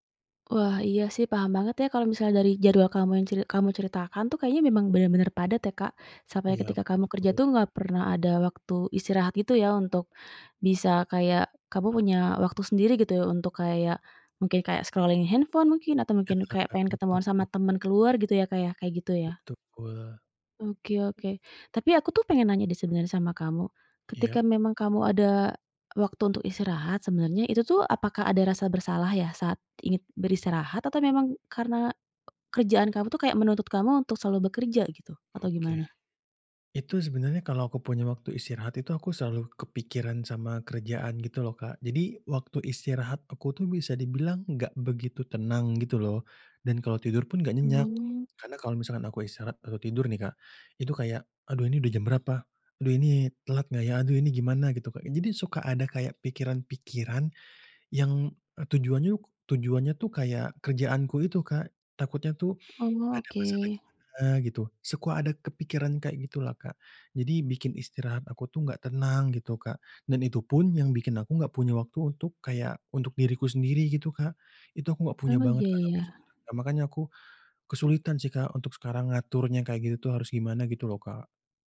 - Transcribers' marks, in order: in English: "scrolling"; other background noise; tapping
- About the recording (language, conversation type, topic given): Indonesian, advice, Bagaimana saya bisa mengatur waktu istirahat atau me-time saat jadwal saya sangat padat?